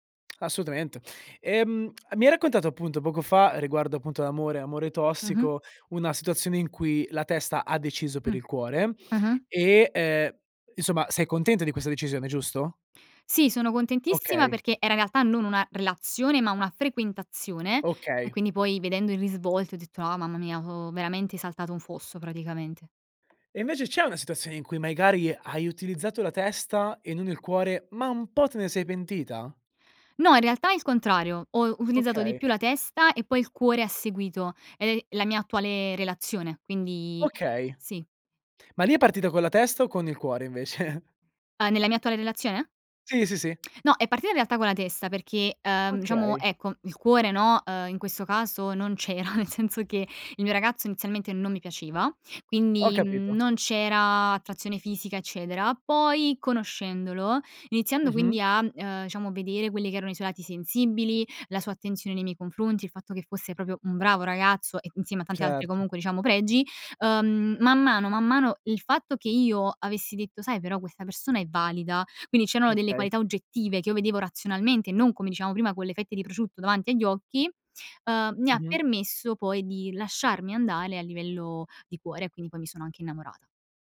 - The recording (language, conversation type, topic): Italian, podcast, Quando è giusto seguire il cuore e quando la testa?
- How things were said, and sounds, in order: tongue click; "Assolutamente" said as "assutamente"; "magari" said as "maigari"; "utilizzato" said as "uhilizzato"; other background noise; laughing while speaking: "invece?"; "diciamo" said as "dciamo"; laughing while speaking: "c'era, nel"; "proprio" said as "propio"